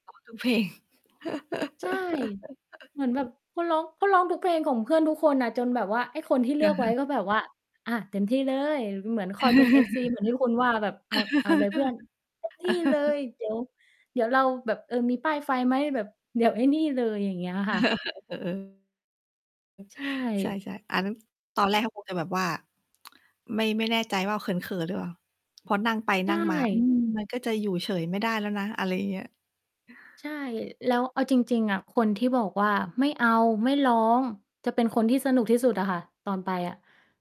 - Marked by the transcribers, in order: static; distorted speech; laughing while speaking: "เพลง"; mechanical hum; laugh; laughing while speaking: "ค่ะ"; chuckle; chuckle
- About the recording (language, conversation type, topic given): Thai, unstructured, คุณเคยไปร้องคาราโอเกะไหม และมักจะเลือกเพลงอะไรไปร้อง?